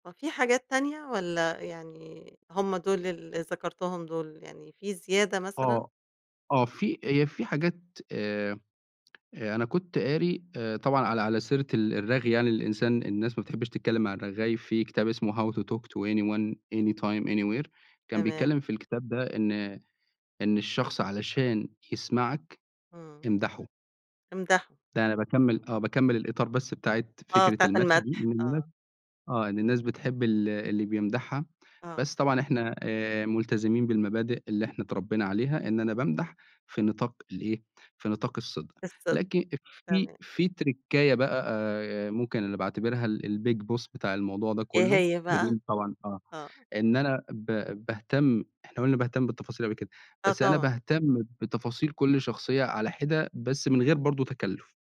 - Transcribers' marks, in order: other background noise; in English: "تركّاية"; in English: "الbig boss"
- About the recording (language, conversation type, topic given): Arabic, podcast, شو بتعمل عشان الناس تحس بالراحة معاك؟